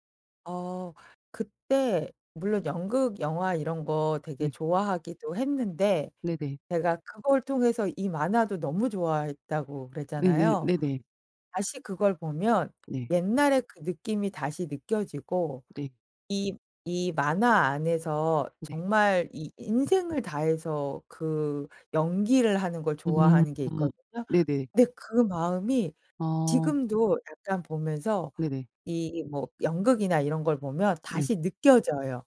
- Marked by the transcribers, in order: tapping
- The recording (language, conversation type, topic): Korean, podcast, 어렸을 때 가장 빠져 있던 만화는 무엇이었나요?